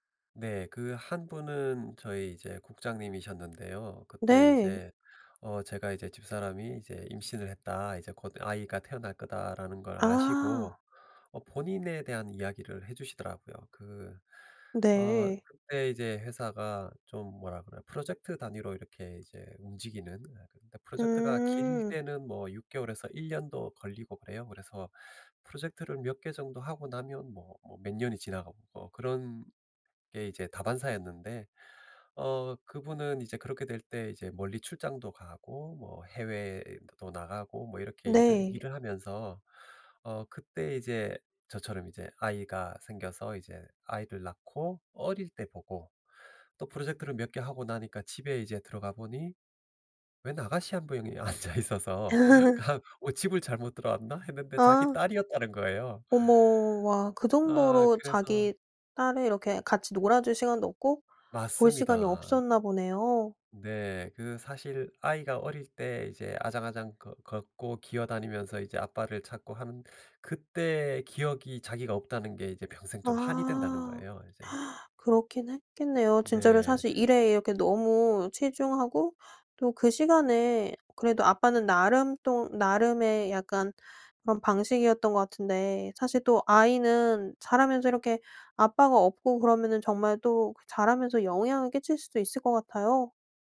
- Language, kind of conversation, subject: Korean, podcast, 돈과 삶의 의미는 어떻게 균형을 맞추나요?
- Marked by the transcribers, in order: other background noise; laughing while speaking: "앉아 있어서 그냥"; laugh; gasp